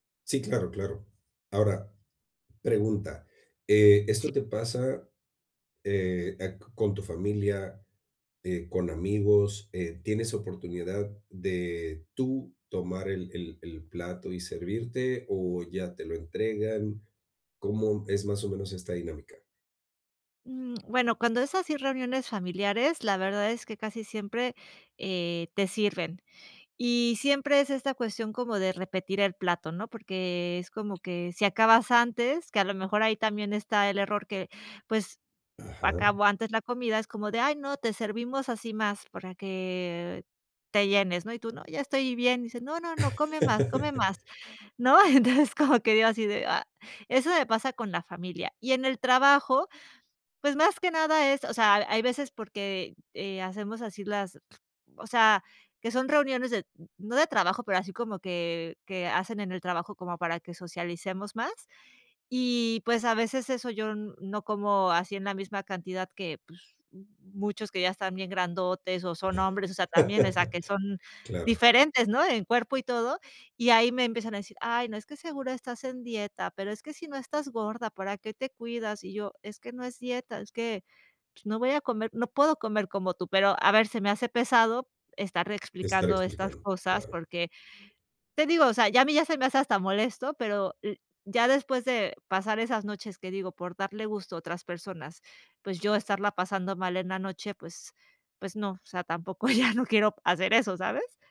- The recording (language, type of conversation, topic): Spanish, advice, ¿Cómo puedo manejar la presión social para comer cuando salgo con otras personas?
- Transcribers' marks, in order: laugh; laughing while speaking: "Entonces como que"; tapping; laugh; other background noise; laughing while speaking: "ya no"